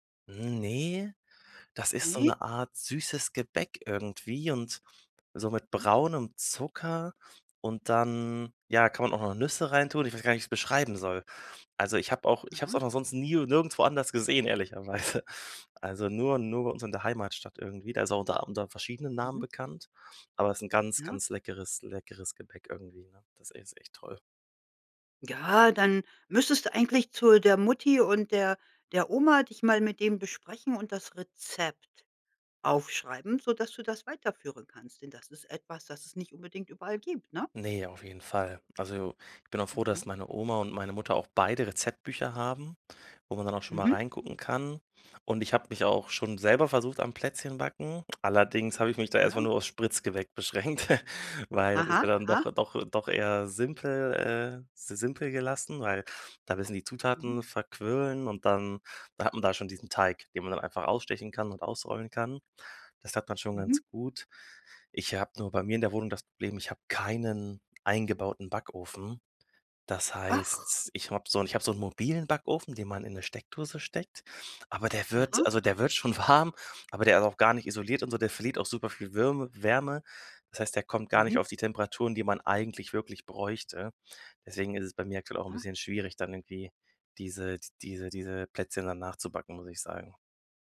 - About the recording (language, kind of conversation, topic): German, podcast, Was verbindest du mit Festessen oder Familienrezepten?
- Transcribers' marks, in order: laughing while speaking: "ehrlicherweise"; stressed: "Rezept"; laughing while speaking: "beschränkt"; chuckle; laughing while speaking: "warm"